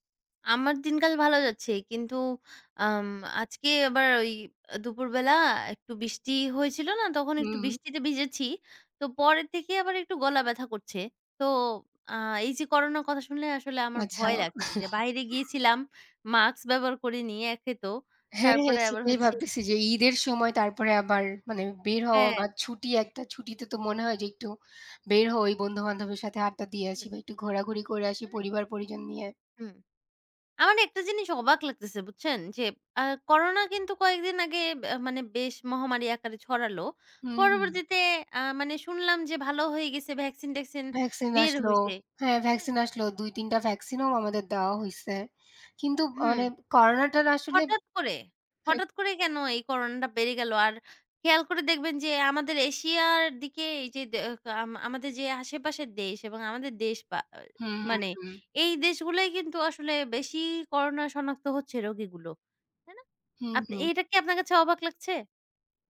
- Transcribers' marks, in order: chuckle
- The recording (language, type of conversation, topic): Bengali, unstructured, সাম্প্রতিক সময়ে করোনা ভ্যাকসিন সম্পর্কে কোন তথ্য আপনাকে সবচেয়ে বেশি অবাক করেছে?